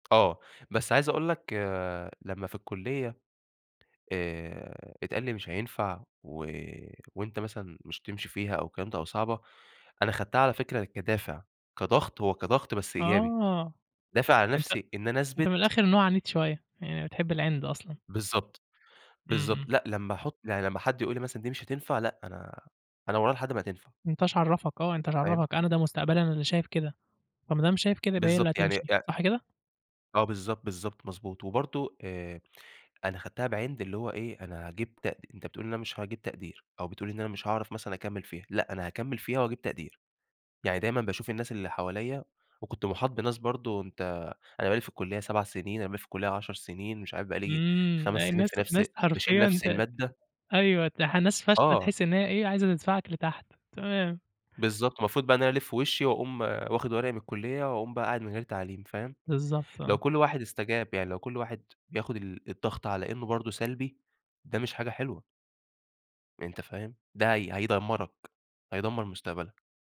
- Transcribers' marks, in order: tapping
- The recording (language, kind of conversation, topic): Arabic, podcast, إيه رأيك في ضغط الأهل على اختيار المهنة؟